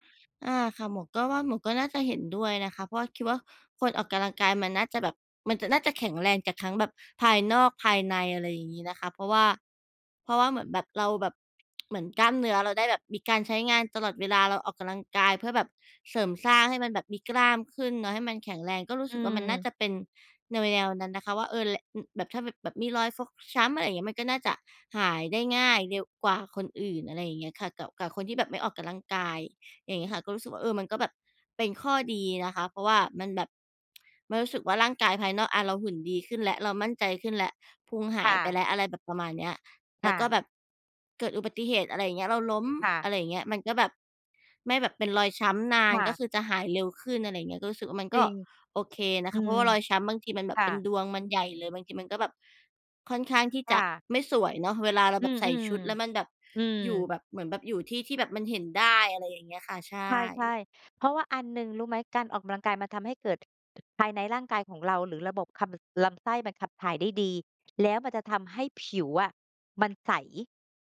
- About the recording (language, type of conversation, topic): Thai, unstructured, คุณคิดว่าการออกกำลังกายช่วยเปลี่ยนชีวิตได้จริงไหม?
- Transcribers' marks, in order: tsk; tsk; other background noise